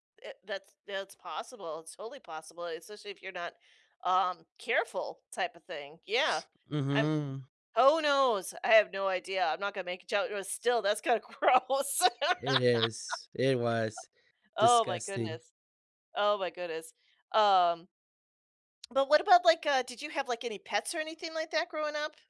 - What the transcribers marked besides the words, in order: laughing while speaking: "kinda gross"; laugh; other noise
- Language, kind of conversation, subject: English, unstructured, What is a funny or silly memory you enjoy sharing?